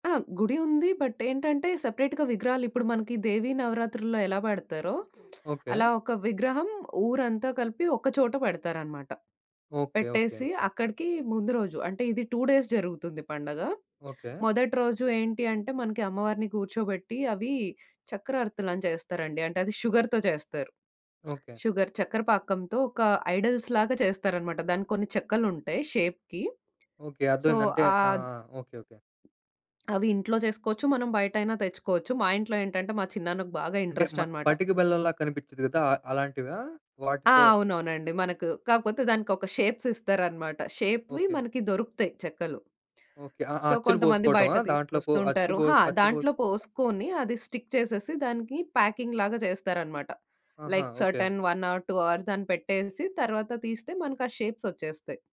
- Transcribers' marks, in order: in English: "బట్"; in English: "సెపరేట్‌గా"; lip smack; in English: "టూ డేస్"; in English: "షుగర్‌తో"; in English: "షుగర్"; in English: "ఐడిల్స్"; in English: "షేప్‌కి సో"; other background noise; lip smack; in English: "షేప్స్"; in English: "షేప్‌వి"; in English: "సో"; in English: "స్టిక్"; in English: "ప్యాకింగ్"; in English: "లైక్ సెర్టైన్ వన్ ఆర్ టు అవర్స్"
- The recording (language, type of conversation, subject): Telugu, podcast, ఎక్కడైనా పండుగలో పాల్గొన్నప్పుడు మీకు గుర్తుండిపోయిన జ్ఞాపకం ఏది?